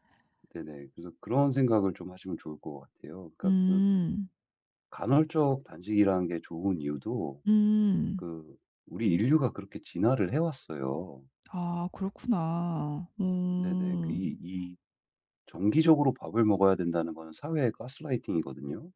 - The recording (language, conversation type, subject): Korean, advice, 유혹을 더 잘 관리하고 자기조절력을 키우려면 어떻게 시작해야 하나요?
- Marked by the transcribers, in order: tapping